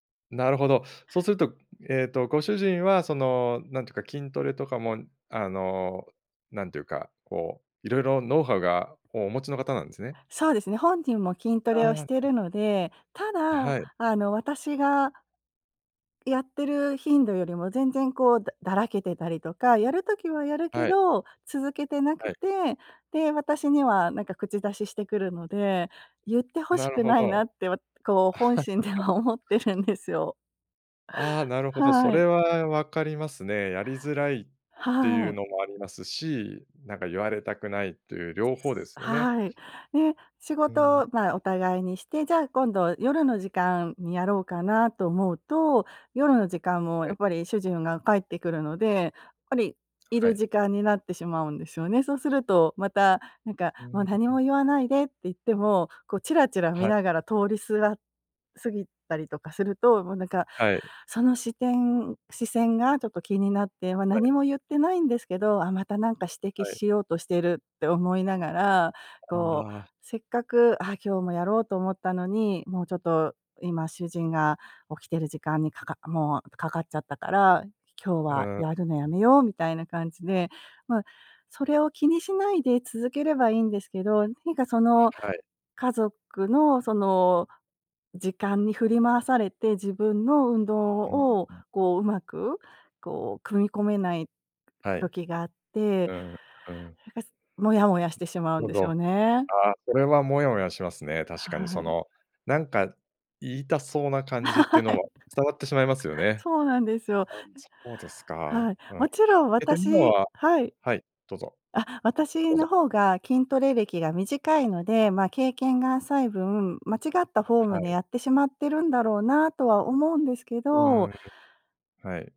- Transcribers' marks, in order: other background noise; laughing while speaking: "本心では思ってるんですよ"; laugh; laugh; laughing while speaking: "はい"; chuckle; other noise
- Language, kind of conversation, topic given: Japanese, advice, 家族の都合で運動を優先できないとき、どうすれば運動の時間を確保できますか？